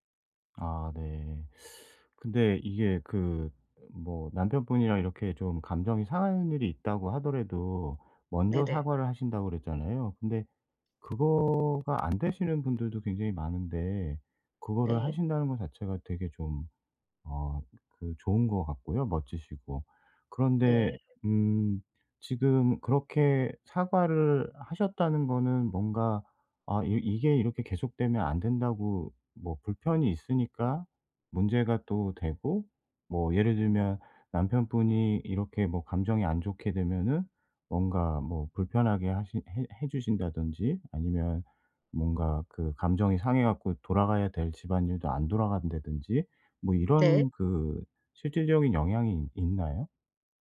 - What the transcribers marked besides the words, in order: other background noise
- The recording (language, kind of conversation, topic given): Korean, advice, 감정을 더 잘 조절하고 상대에게 더 적절하게 반응하려면 어떻게 해야 할까요?